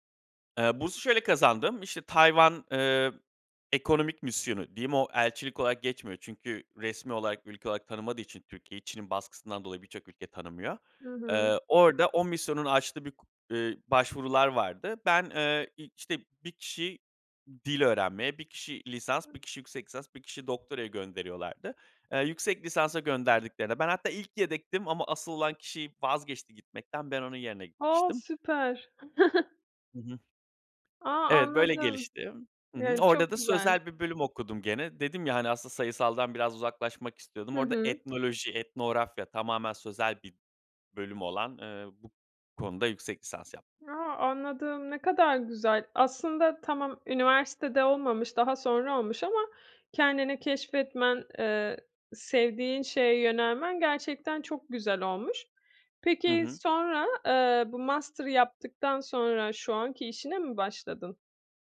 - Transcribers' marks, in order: drawn out: "A!"; surprised: "A!"; chuckle
- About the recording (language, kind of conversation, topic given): Turkish, podcast, Bu iş hayatını nasıl etkiledi ve neleri değiştirdi?